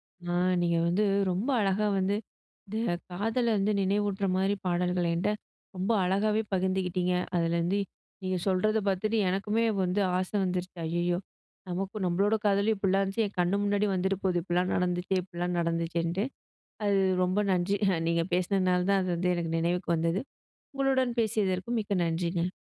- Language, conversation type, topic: Tamil, podcast, முதல் காதலை நினைவூட்டும் ஒரு பாடலை தயங்காமல் பகிர்வீர்களா?
- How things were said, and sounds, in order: chuckle